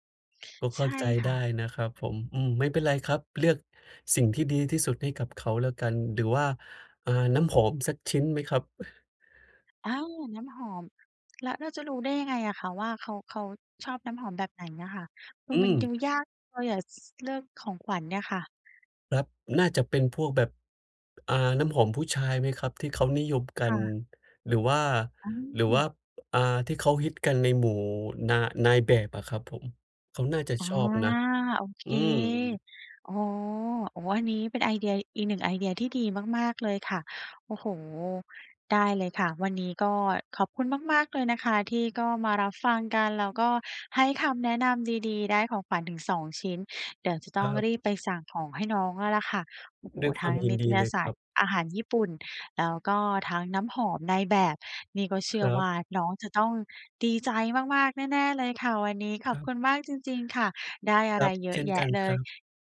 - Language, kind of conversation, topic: Thai, advice, จะเลือกของขวัญให้ถูกใจคนที่ไม่แน่ใจว่าเขาชอบอะไรได้อย่างไร?
- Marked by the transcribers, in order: chuckle